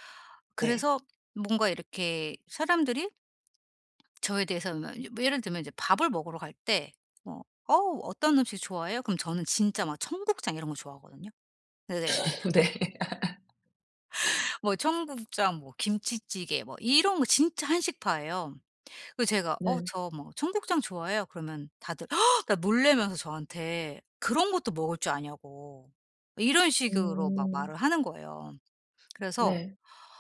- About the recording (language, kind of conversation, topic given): Korean, advice, 남들이 기대하는 모습과 제 진짜 욕구를 어떻게 조율할 수 있을까요?
- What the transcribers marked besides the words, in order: other background noise; tapping; laugh; laughing while speaking: "네"; laugh; gasp